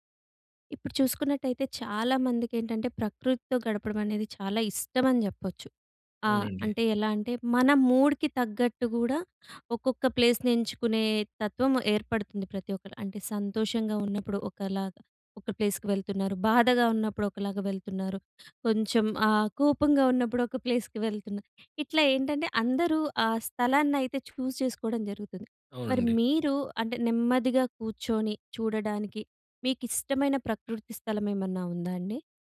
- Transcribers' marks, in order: in English: "మూడ్‌కి"; in English: "ప్లేస్‌ని"; in English: "ప్లేస్‌కి"; in English: "ప్లేస్‌కి"; in English: "చూస్"
- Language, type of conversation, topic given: Telugu, podcast, మీకు నెమ్మదిగా కూర్చొని చూడడానికి ఇష్టమైన ప్రకృతి స్థలం ఏది?